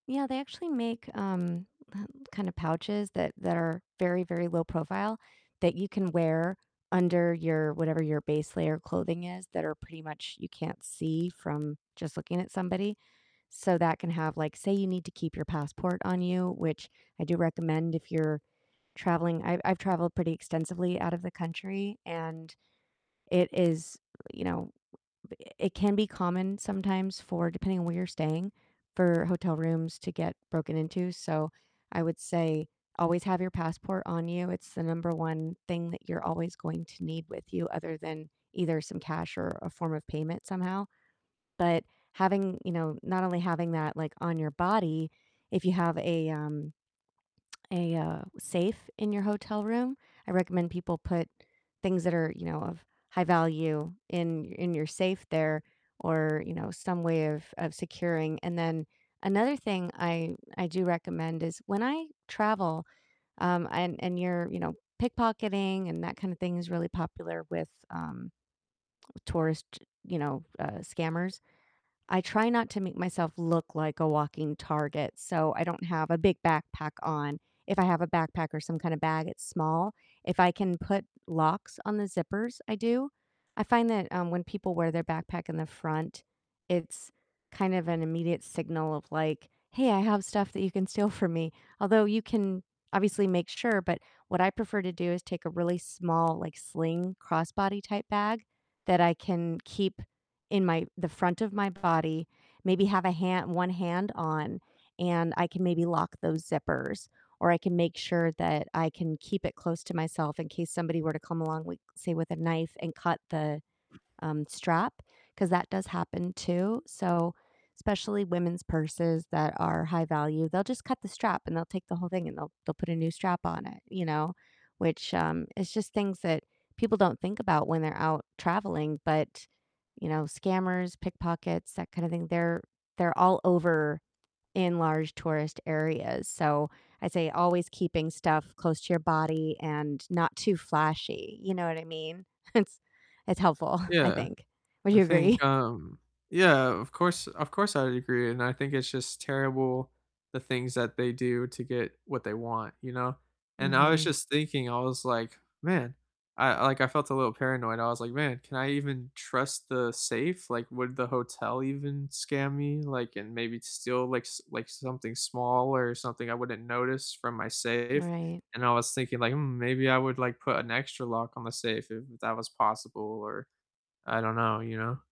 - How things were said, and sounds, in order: distorted speech; static; other background noise; laughing while speaking: "from"; laughing while speaking: "It's"; laughing while speaking: "helpful"; laughing while speaking: "agree?"
- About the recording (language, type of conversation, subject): English, unstructured, Have you ever been scammed while traveling?
- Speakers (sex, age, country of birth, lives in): female, 45-49, United States, United States; male, 25-29, United States, United States